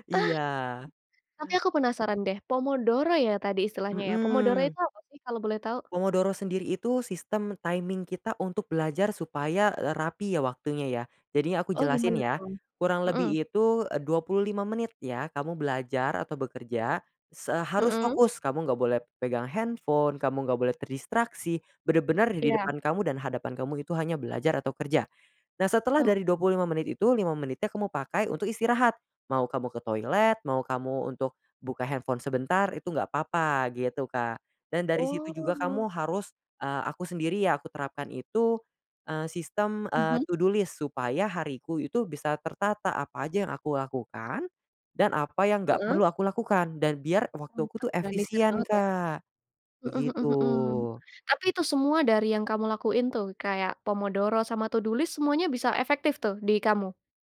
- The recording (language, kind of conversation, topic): Indonesian, podcast, Bagaimana biasanya kamu belajar saat sedang mempersiapkan ujian penting?
- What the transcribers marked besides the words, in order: in English: "timing"; other background noise; in English: "to do list"; in English: "to do list"